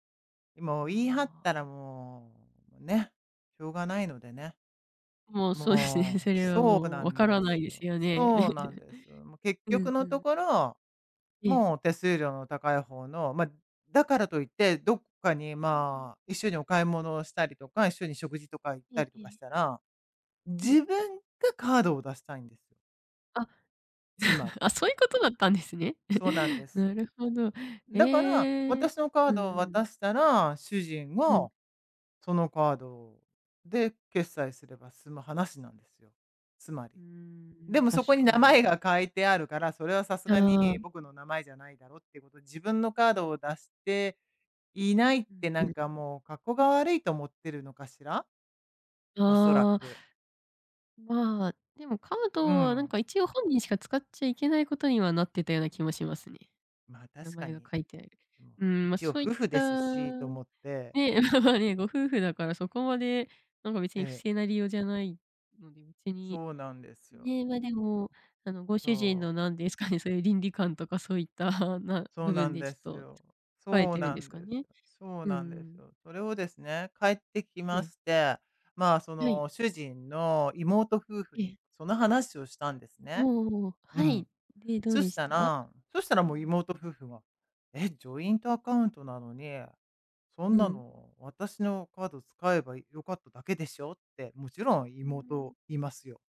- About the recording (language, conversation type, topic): Japanese, advice, 収入やお金の使い方について配偶者と対立している状況を説明していただけますか？
- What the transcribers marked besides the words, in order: laughing while speaking: "そうですね"; giggle; giggle; chuckle; tapping; laughing while speaking: "まあまあね"; laughing while speaking: "何ですかね"; unintelligible speech; in English: "ジョイントアカウント"